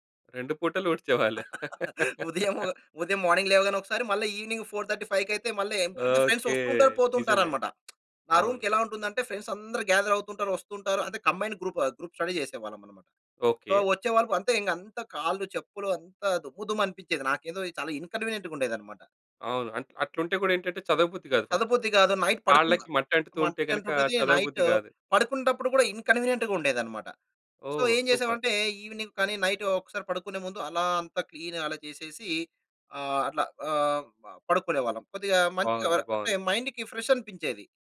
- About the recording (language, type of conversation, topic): Telugu, podcast, తక్కువ సామాగ్రితో జీవించడం నీకు ఎందుకు ఆకర్షణీయంగా అనిపిస్తుంది?
- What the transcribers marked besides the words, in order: laugh; in English: "మార్నింగ్"; in English: "ఈవినింగ్ ఫోర్ థర్టీ ఫైవ్‌కి"; laugh; other background noise; in English: "ఫ్రెండ్స్"; lip smack; in English: "రూమ్‌కెలా"; in English: "ఫ్రెండ్స్"; in English: "గ్యాదర్"; in English: "కంబైన్డ్ గ్రూప్ గ్రూప్ స్టడీ"; in English: "సో"; in English: "ఇన్కన్వీనియంట్‌గా"; in English: "ఫస్ట్"; in English: "నైట్"; in English: "నైట్"; in English: "ఇన్కన్వీనియంట్‌గా"; in English: "సో"; in English: "సూపర్!"; in English: "ఈవినింగ్"; in English: "నైట్"; in English: "క్లీన్"; in English: "మైండ్‌కి ఫ్రెష్"